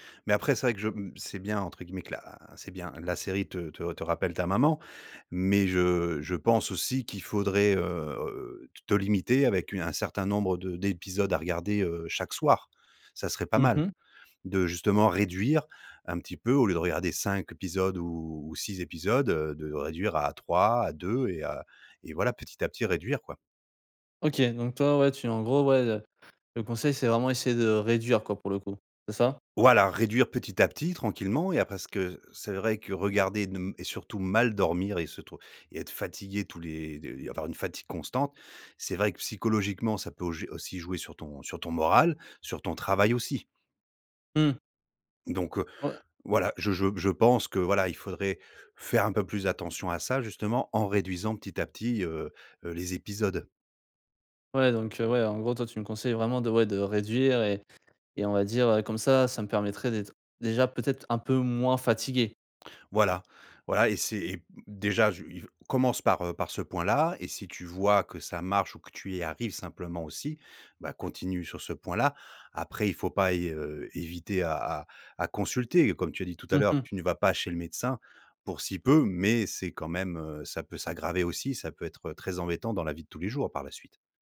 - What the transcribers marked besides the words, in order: none
- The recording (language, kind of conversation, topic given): French, advice, Pourquoi suis-je constamment fatigué, même après une longue nuit de sommeil ?